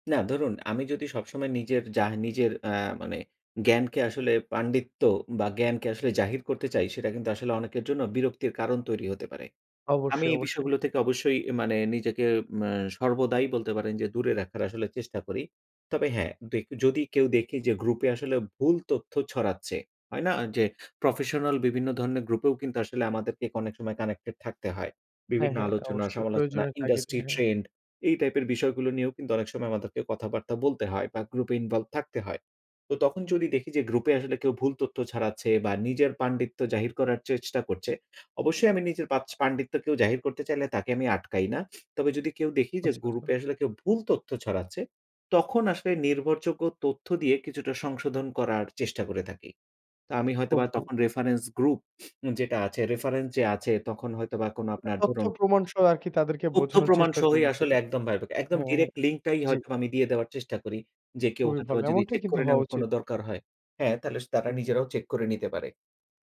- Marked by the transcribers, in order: in English: "ইন্ডাস্ট্রি ট্রেন্ড"; in English: "ইনভলভড"; in English: "রেফারেন্স গ্রুপ"
- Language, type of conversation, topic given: Bengali, podcast, গ্রুপ চ্যাটে কখন চুপ থাকবেন, আর কখন কথা বলবেন?